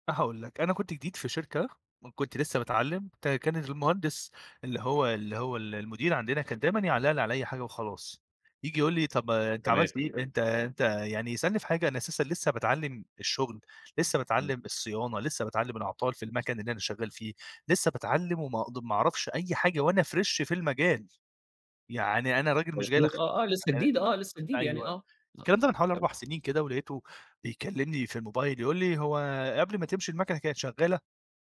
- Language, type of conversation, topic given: Arabic, podcast, إزاي بتتعامل مع ثقافة المكتب السلبية؟
- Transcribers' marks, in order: in English: "Fresh"; unintelligible speech